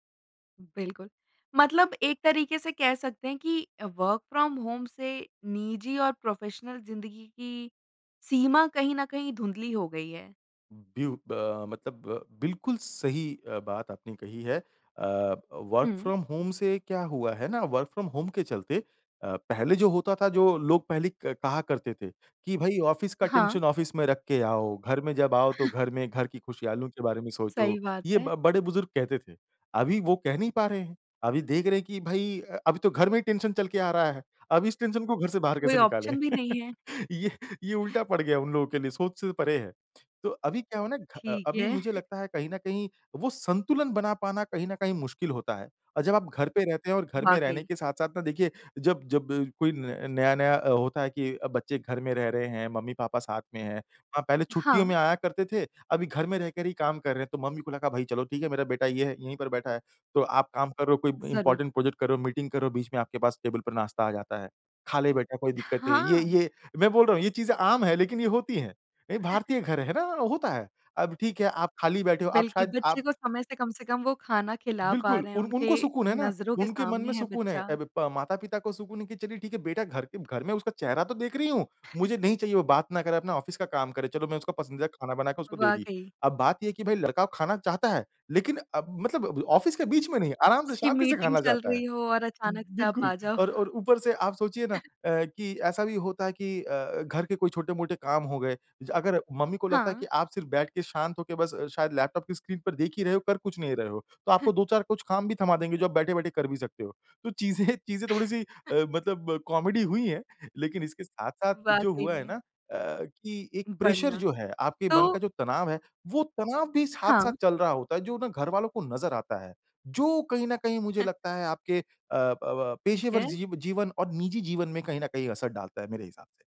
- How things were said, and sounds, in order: in English: "वर्क फ्रॉम होम"; in English: "प्रोफेशनल"; in English: "वर्क फ्रॉम होम"; in English: "वर्क फ्रॉम होम"; in English: "ऑफ़िस"; in English: "टेंशन ऑफ़िस"; chuckle; in English: "टेंशन"; in English: "टेंशन"; chuckle; laughing while speaking: "ये ये उल्टा पड़ गया उन लोगों के लिए"; in English: "ऑप्शन"; laughing while speaking: "ठीक है"; in English: "इम्पोर्टेंट प्रोजेक्ट"; in English: "मीटिंग"; in English: "टेबल"; laughing while speaking: "हाँ"; chuckle; tapping; chuckle; in English: "ऑफ़िस"; in English: "मीटिंग"; in English: "ऑफ़िस"; laughing while speaking: "आ जाओ"; chuckle; in English: "लैपटॉप"; in English: "स्क्रीन"; chuckle; chuckle; laughing while speaking: "चीज़ें"; in English: "कॉमेडी"; in English: "प्रेशर"; chuckle
- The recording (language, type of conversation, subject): Hindi, podcast, घर से काम करने का आपका अनुभव कैसा रहा है?